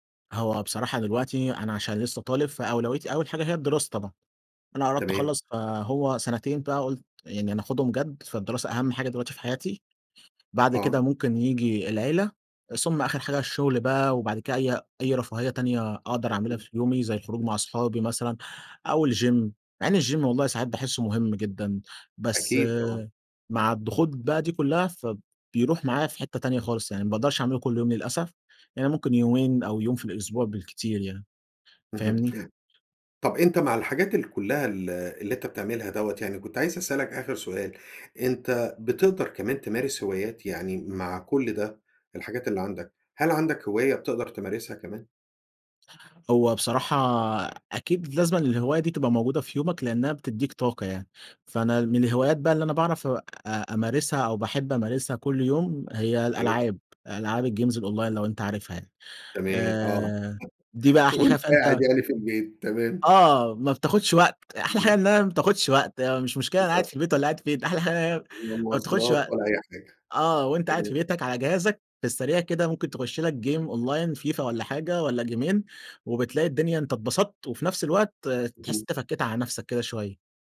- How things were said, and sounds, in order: in English: "الgym"; in English: "الgym"; tapping; other background noise; in English: "الجيمز الأونلاين"; laugh; in English: "جيم أونلاين"; in English: "جيمين"
- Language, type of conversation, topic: Arabic, podcast, إزاي بتوازن بين الشغل والوقت مع العيلة؟